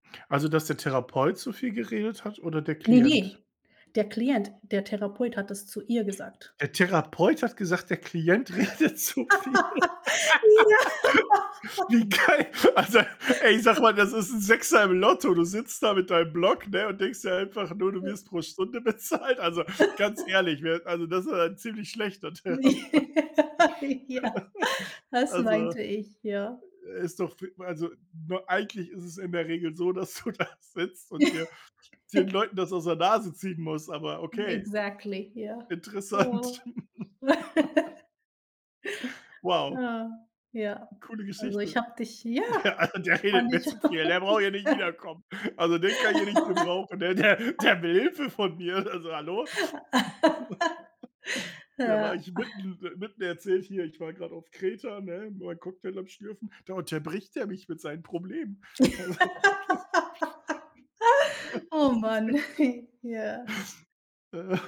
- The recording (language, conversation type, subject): German, unstructured, Wie gehst du damit um, wenn dich jemand beleidigt?
- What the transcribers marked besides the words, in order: laughing while speaking: "redet zu viel. Wie geil, also ey"; laugh; laughing while speaking: "Ja"; laugh; chuckle; other background noise; chuckle; laughing while speaking: "bezahlt. Also"; laughing while speaking: "Ja, ja"; laughing while speaking: "Therapeut"; chuckle; chuckle; laughing while speaking: "dass du da"; in English: "Exactly"; laugh; laughing while speaking: "Der also, der redet mir … mir. Also, hallo?"; laughing while speaking: "fand ich auch"; laugh; laugh; laugh; laugh; chuckle; laughing while speaking: "Das, das ist richtig"; chuckle